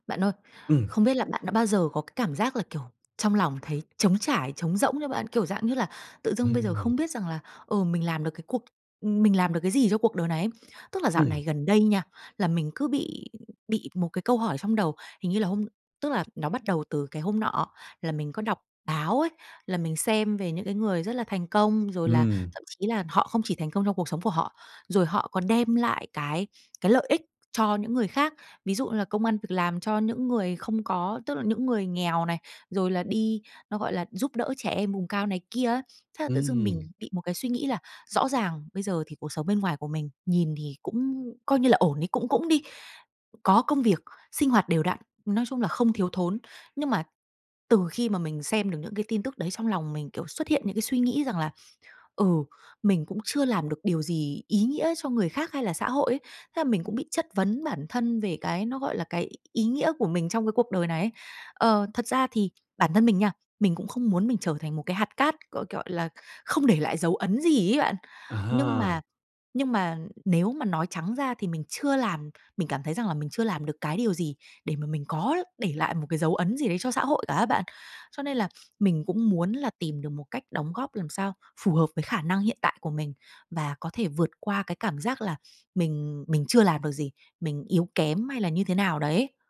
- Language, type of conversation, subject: Vietnamese, advice, Làm sao để bạn có thể cảm thấy mình đang đóng góp cho xã hội và giúp đỡ người khác?
- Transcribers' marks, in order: tapping; sniff; sniff